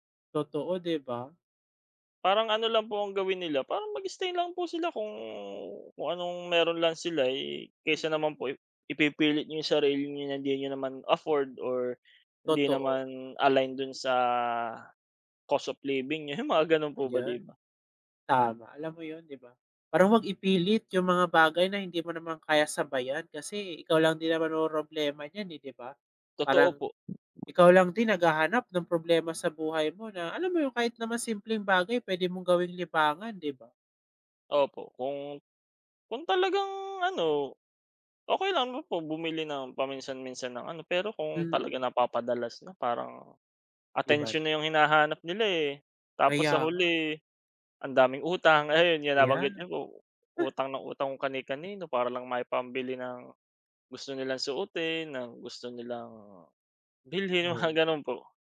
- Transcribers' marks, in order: in English: "cost of living"; fan; laughing while speaking: "mga"
- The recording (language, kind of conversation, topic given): Filipino, unstructured, May karapatan ba tayong husgahan kung paano nagkakasaya ang iba?